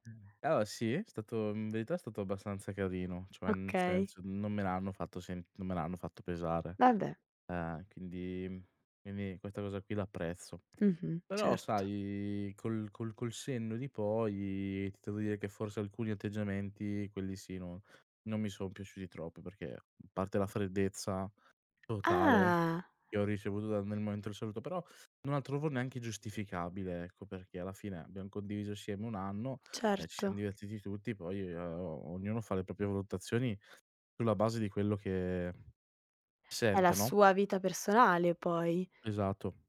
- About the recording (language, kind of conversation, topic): Italian, podcast, Cosa fai quando ti senti senza direzione?
- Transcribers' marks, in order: none